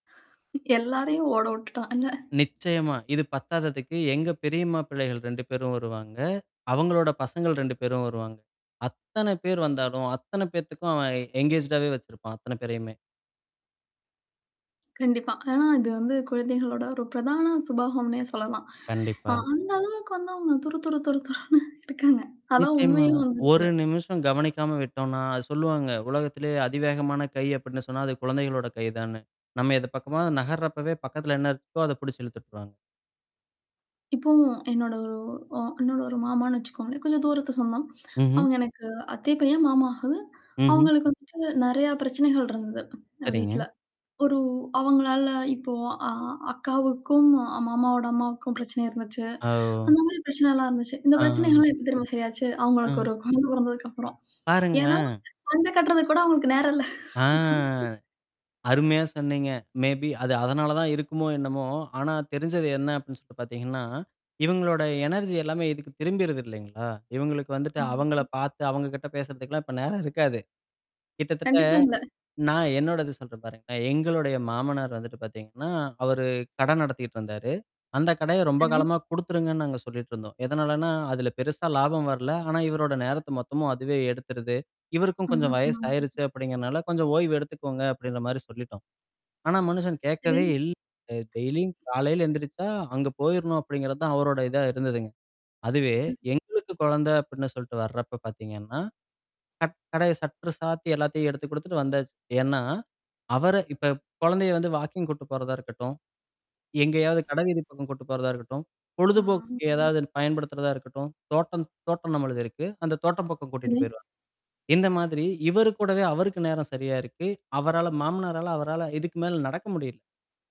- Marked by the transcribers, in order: laugh; laughing while speaking: "எல்லாரையும் ஓட வுட்டுட்டான். என்ன"; in English: "என்கேஜ்டாவே"; chuckle; laughing while speaking: "துறன்னு இருக்காங்க"; distorted speech; drawn out: "ஆ"; laugh; in English: "மேபி"; in English: "எனர்ஜி"; mechanical hum; unintelligible speech; in English: "டெய்லியும்"; tapping; other noise; in English: "சட்ற"; in English: "வாக்கிங்"; drawn out: "ஆ"
- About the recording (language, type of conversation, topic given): Tamil, podcast, குழந்தைகள் பிறந்த பிறகு உங்கள் உறவில் என்ன மாற்றங்கள் ஏற்படும் என்று நீங்கள் நினைக்கிறீர்கள்?